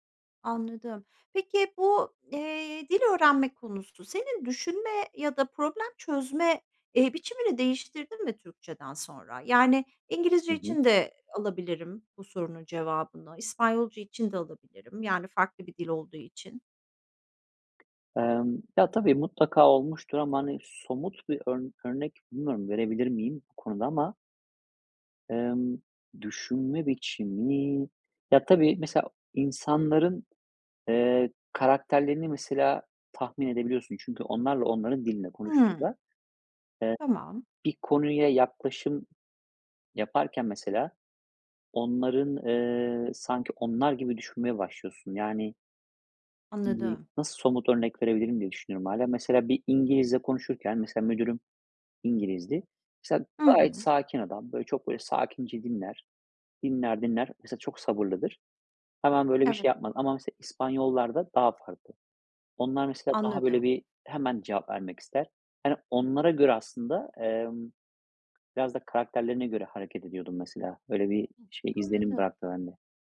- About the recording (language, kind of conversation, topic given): Turkish, podcast, İki dili bir arada kullanmak sana ne kazandırdı, sence?
- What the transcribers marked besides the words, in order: other background noise; other noise